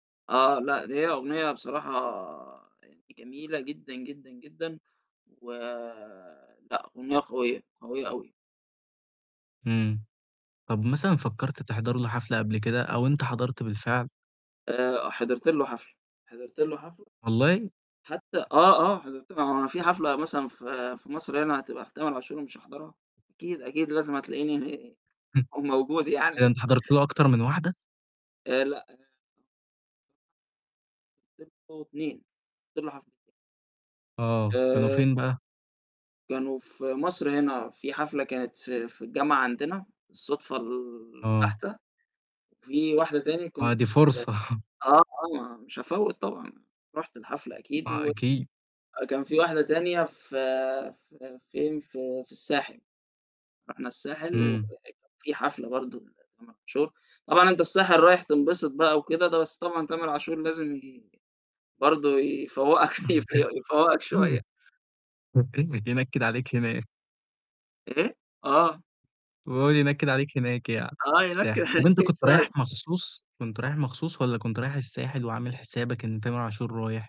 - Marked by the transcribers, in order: unintelligible speech; distorted speech; unintelligible speech; chuckle; tapping; unintelligible speech; laughing while speaking: "يفوقك يف يفوقك شوية"; chuckle; unintelligible speech; laughing while speaking: "ينكد عليك شوية عشان"
- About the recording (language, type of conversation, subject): Arabic, podcast, مين الفنان اللي غيّر ذوقك؟